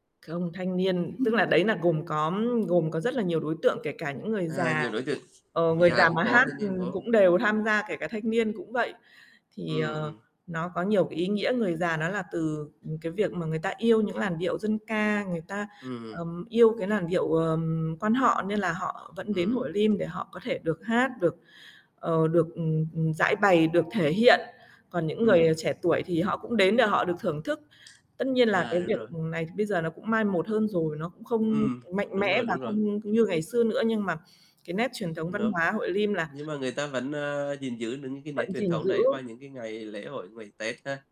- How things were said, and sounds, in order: other background noise; static; tapping; "ngày" said as "ngoày"
- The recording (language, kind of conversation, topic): Vietnamese, unstructured, Bạn có thích tham gia các lễ hội địa phương không, và vì sao?